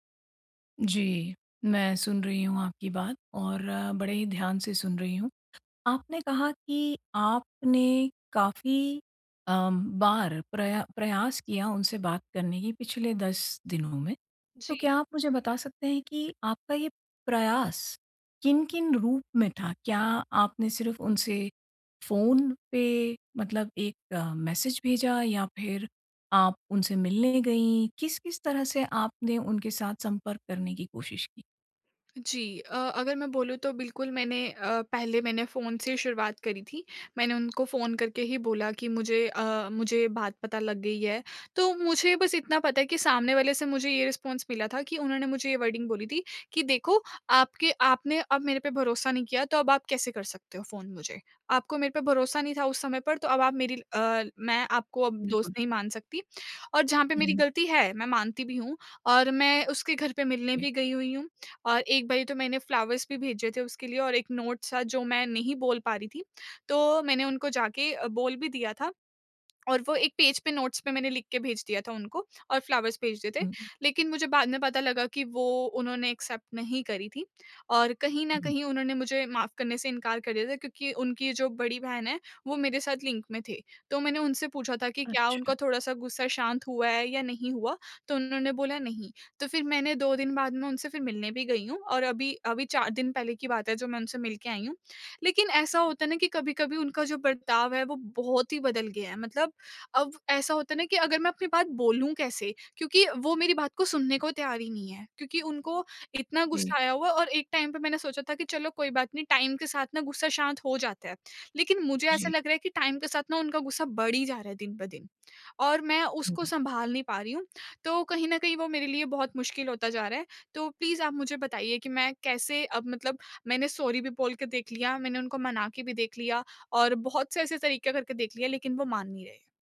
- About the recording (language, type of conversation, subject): Hindi, advice, मैंने किसी को चोट पहुँचाई है—मैं सच्ची माफी कैसे माँगूँ और अपनी जिम्मेदारी कैसे स्वीकार करूँ?
- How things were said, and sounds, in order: tapping; in English: "रिस्पॉन्स"; in English: "वर्डिंग"; other noise; in English: "फ्लावर्स"; in English: "पेज"; in English: "नोट्स"; in English: "फ्लावर्स"; in English: "एक्सेप्ट"; in English: "लिंक"; in English: "टाइम"; in English: "टाइम"; in English: "टाइम"; in English: "प्लीज़"; in English: "सॉरी"